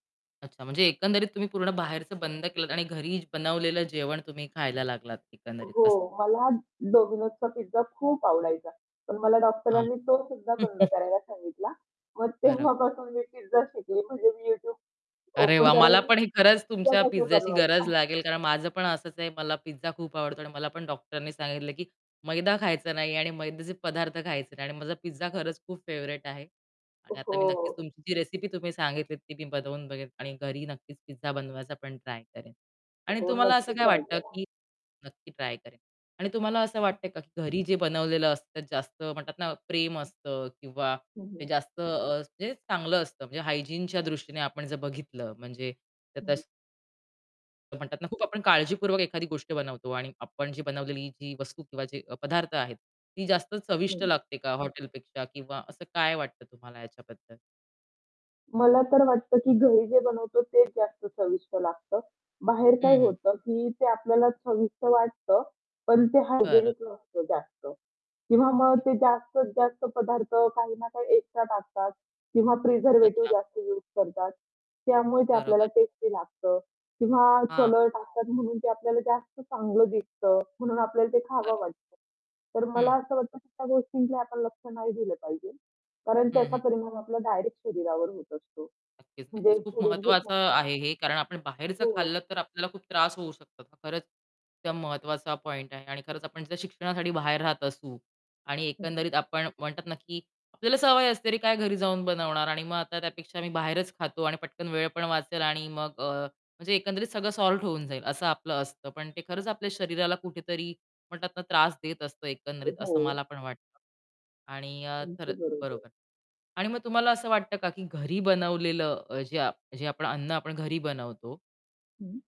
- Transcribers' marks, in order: static; chuckle; other background noise; in English: "ओपन"; tapping; in English: "फेवरेट"; in English: "हायजीनच्या"; distorted speech; in English: "हायजिनिक"; in English: "प्रिझर्व्हेटिव्ह"; horn; unintelligible speech; in English: "सॉल्व्ह"
- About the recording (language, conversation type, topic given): Marathi, podcast, तुझ्यासाठी घरी बनवलेलं म्हणजे नेमकं काय असतं?